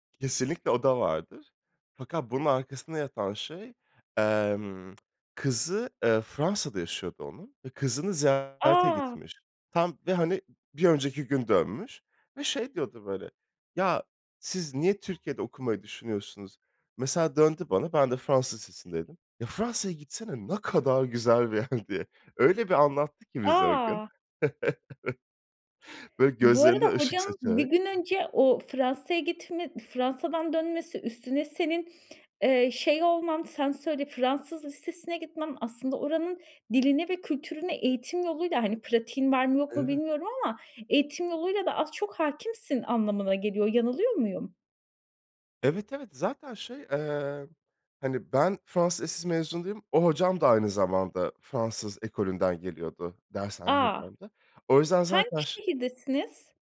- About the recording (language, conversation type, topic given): Turkish, podcast, Beklenmedik bir karşılaşmanın hayatını değiştirdiği zamanı anlatır mısın?
- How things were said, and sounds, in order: other background noise; laughing while speaking: "bir yer. diye"; chuckle; laughing while speaking: "Evet"; tapping